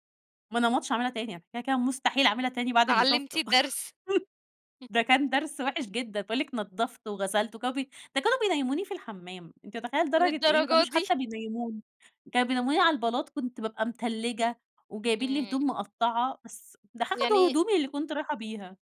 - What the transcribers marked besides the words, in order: other background noise; chuckle; laugh
- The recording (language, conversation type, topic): Arabic, podcast, مين ساعدك لما كنت تايه؟